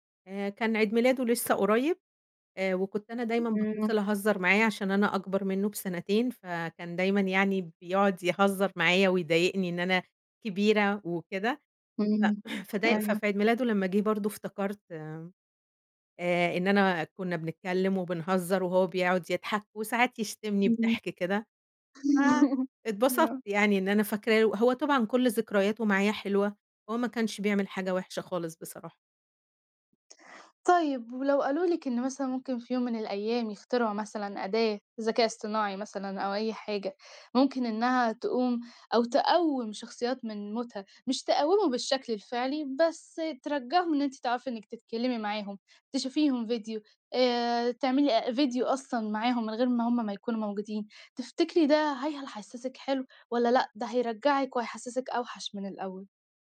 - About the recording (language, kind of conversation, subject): Arabic, podcast, ممكن تحكي لنا عن ذكرى عائلية عمرك ما هتنساها؟
- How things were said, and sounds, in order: throat clearing; laugh; other background noise